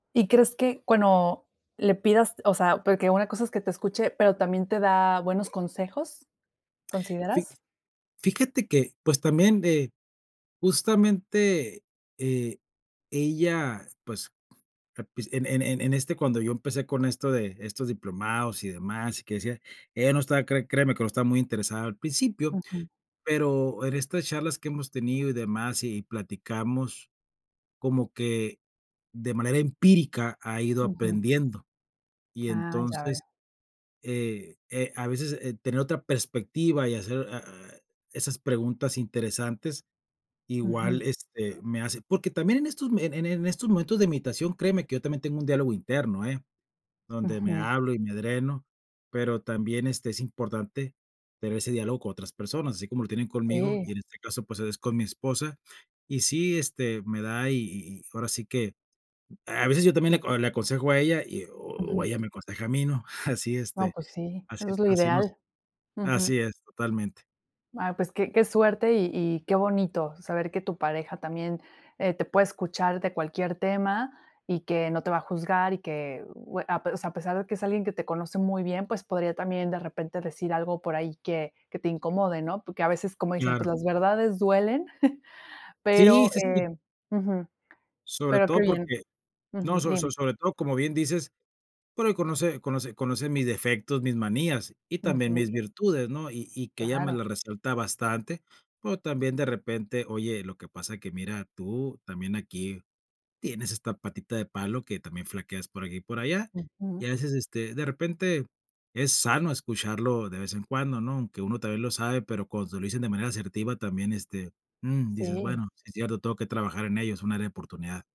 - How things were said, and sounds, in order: other background noise; chuckle; chuckle
- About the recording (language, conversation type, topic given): Spanish, podcast, ¿Qué consejos darías para escuchar sin juzgar?